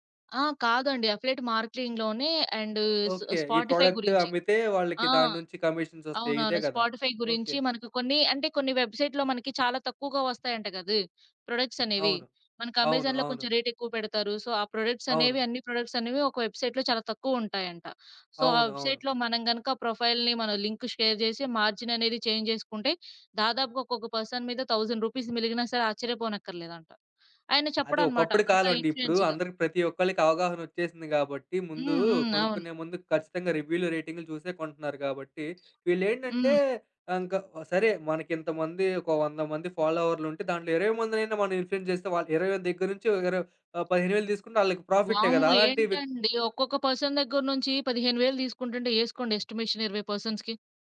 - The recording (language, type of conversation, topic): Telugu, podcast, షార్ట్ వీడియోలు ప్రజల వినోద రుచిని ఎలా మార్చాయి?
- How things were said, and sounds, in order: in English: "అఫ్లియేట్ మార్కెలింగ్‌లోనే. అండ్ స్ స్పాటిఫై"; other background noise; in English: "ప్రొడక్ట్"; in English: "స్పాటిఫై"; in English: "వెబ్‌సైట్‌లో"; in English: "అమెజాన్‌లో"; in English: "సో"; in English: "వెబ్‌సైట్‌లో"; in English: "సో"; in English: "వెబ్‌సైట్‌లో"; in English: "ప్రొఫైల్‌ని"; in English: "లింక్ షేర్"; in English: "చేంజ్"; in English: "పర్సన్"; in English: "థౌసండ్ రూపీస్"; in English: "ఇన్‌ఫ్లు‌యెన్స్‌గా"; in English: "ఇన్‌ఫ్లు‌యెన్స్"; in English: "పర్సన్"; in English: "ఎస్టిమేషన్"; in English: "పర్సన్స్‌కి"